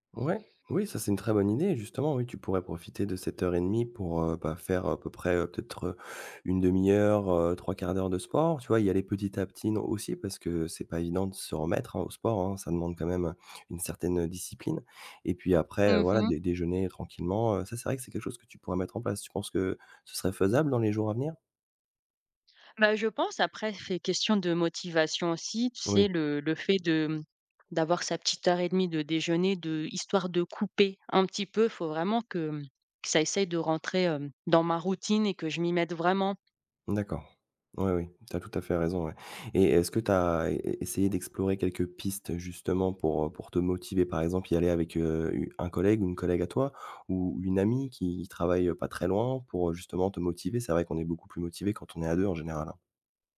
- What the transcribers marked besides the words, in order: stressed: "couper"
- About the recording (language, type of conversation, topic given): French, advice, Comment puis-je trouver un équilibre entre le sport et la vie de famille ?